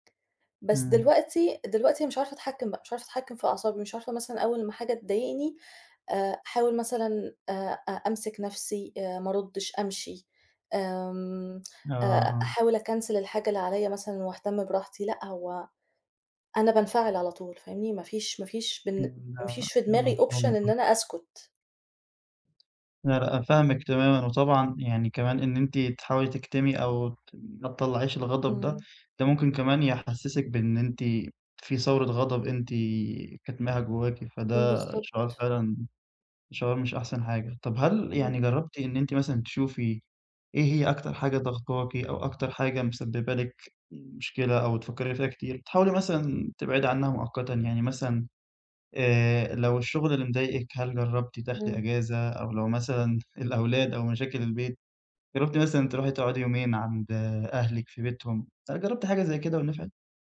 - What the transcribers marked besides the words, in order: in English: "option"; tapping
- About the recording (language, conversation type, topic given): Arabic, advice, إزاي التعب المزمن بيأثر على تقلبات مزاجي وانفجارات غضبي؟